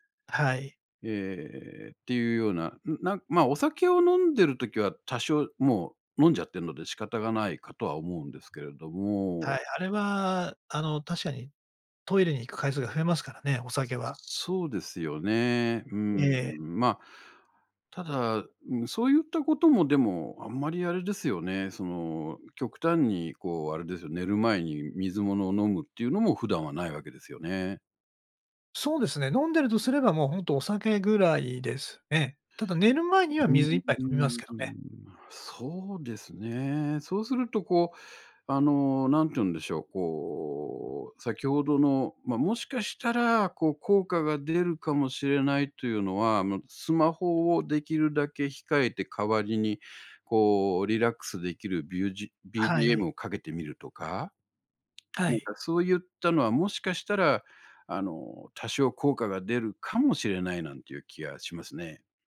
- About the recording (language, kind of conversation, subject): Japanese, advice, 夜に何時間も寝つけないのはどうすれば改善できますか？
- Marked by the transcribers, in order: other noise; tapping